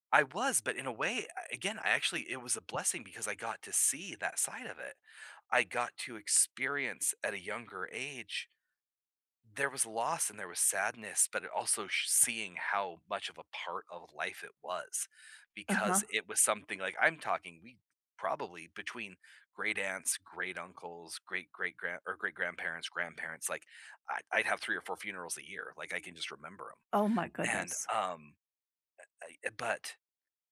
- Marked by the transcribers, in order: tapping; other background noise
- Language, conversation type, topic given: English, unstructured, How should people prepare for losing someone close to them?
- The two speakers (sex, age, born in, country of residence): female, 55-59, United States, United States; male, 40-44, United States, United States